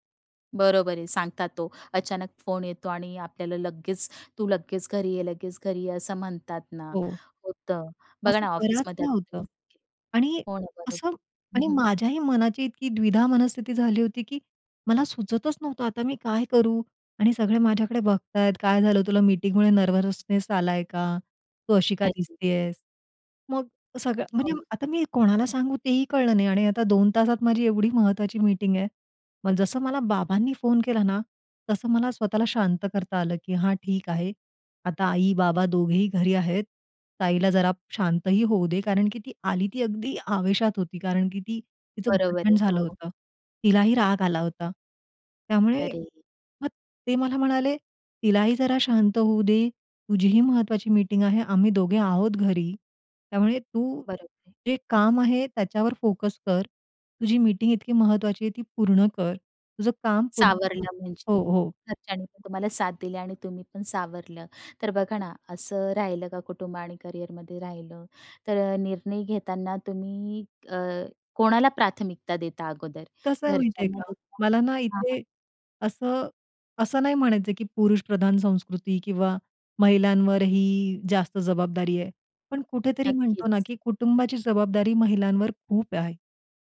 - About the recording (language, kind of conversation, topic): Marathi, podcast, कुटुंब आणि करिअर यांच्यात कसा समतोल साधता?
- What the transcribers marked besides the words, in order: other noise; tapping; in English: "नर्वसनेस"; other animal sound